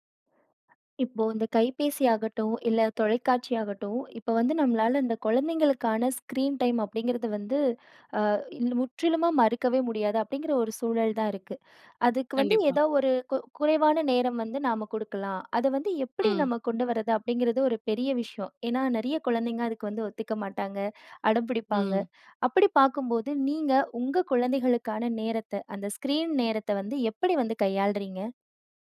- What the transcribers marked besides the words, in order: other noise; in English: "ஸ்க்ரீன் டைம்"
- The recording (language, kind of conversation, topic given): Tamil, podcast, குழந்தைகளின் திரை நேரத்தை நீங்கள் எப்படி கையாள்கிறீர்கள்?